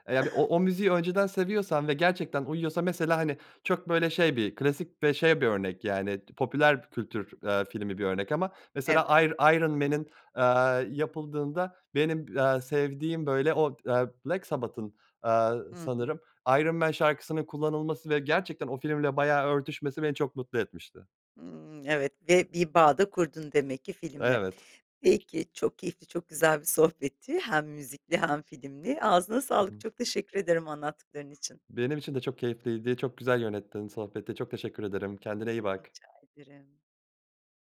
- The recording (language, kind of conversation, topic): Turkish, podcast, Müzik filmle buluştuğunda duygularınız nasıl etkilenir?
- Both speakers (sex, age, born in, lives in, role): female, 50-54, Turkey, Italy, host; male, 30-34, Turkey, Germany, guest
- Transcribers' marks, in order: tapping; other background noise